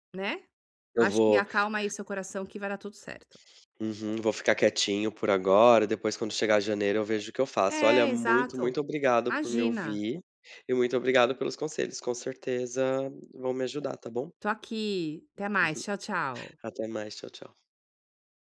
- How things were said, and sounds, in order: none
- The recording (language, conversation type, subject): Portuguese, advice, Como posso realmente desligar e relaxar em casa?